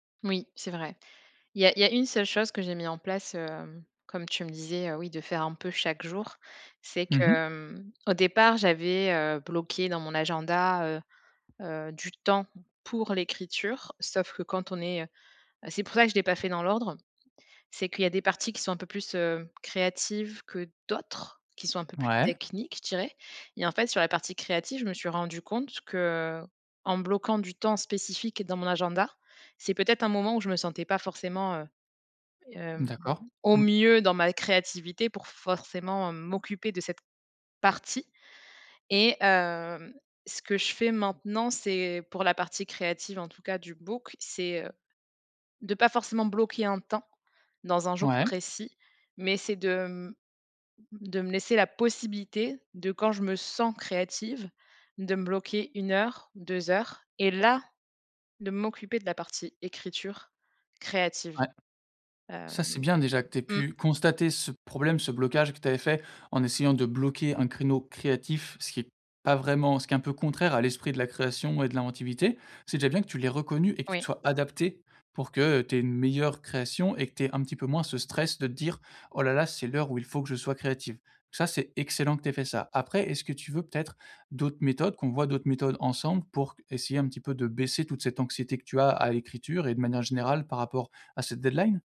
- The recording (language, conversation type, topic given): French, advice, Comment surmonter un blocage d’écriture à l’approche d’une échéance ?
- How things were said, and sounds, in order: other background noise; drawn out: "mmh"; stressed: "temps"; drawn out: "hem"; stressed: "partie"; stressed: "sens"; stressed: "là"; stressed: "pas"